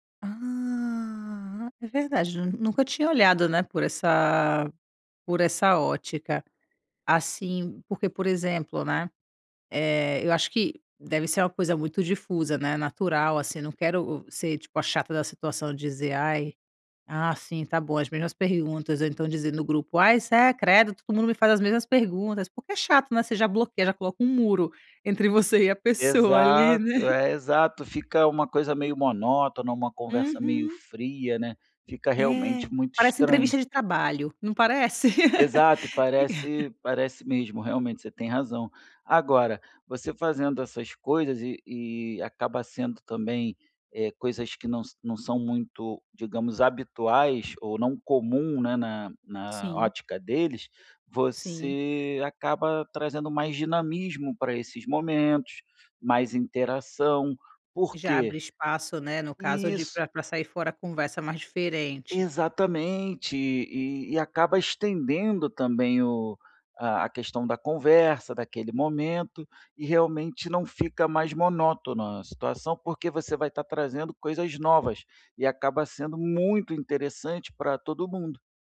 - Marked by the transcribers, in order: laugh; tapping
- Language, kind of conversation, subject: Portuguese, advice, Como posso lidar com a dificuldade de fazer novas amizades na vida adulta?